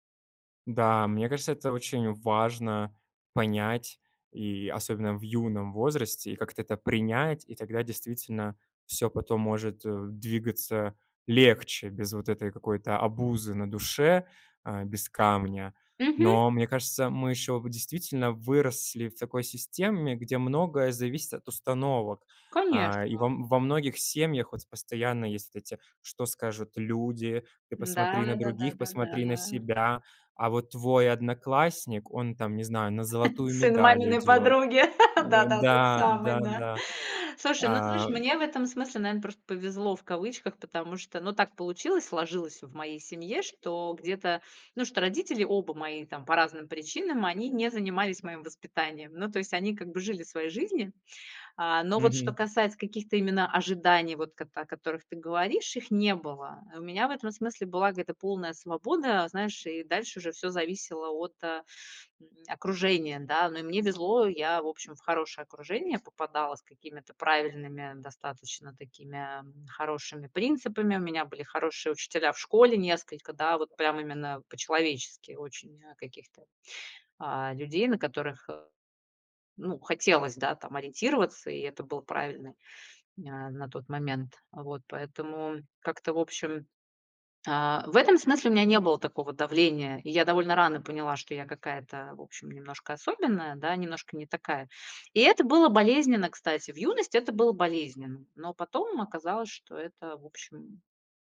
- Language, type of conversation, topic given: Russian, podcast, Как вы перестали сравнивать себя с другими?
- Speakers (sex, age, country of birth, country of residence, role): female, 40-44, Russia, Mexico, guest; male, 30-34, Russia, Mexico, host
- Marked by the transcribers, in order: tapping; chuckle